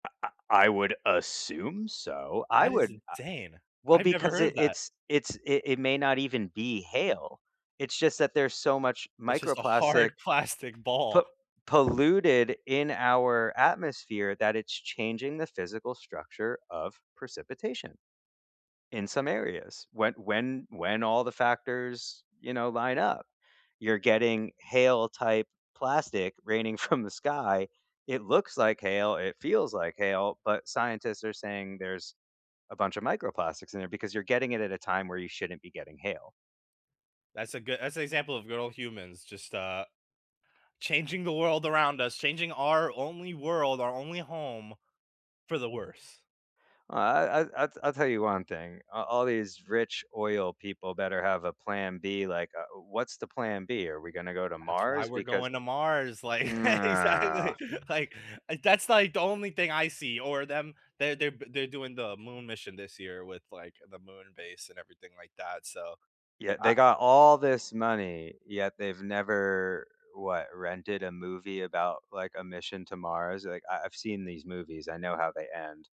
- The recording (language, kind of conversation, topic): English, unstructured, What do you think about factories polluting the air we breathe?
- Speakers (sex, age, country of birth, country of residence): male, 20-24, United States, United States; male, 35-39, United States, United States
- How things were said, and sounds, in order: laughing while speaking: "hard plastic ball"; laughing while speaking: "from"; laughing while speaking: "like exactly. Like"; drawn out: "nah"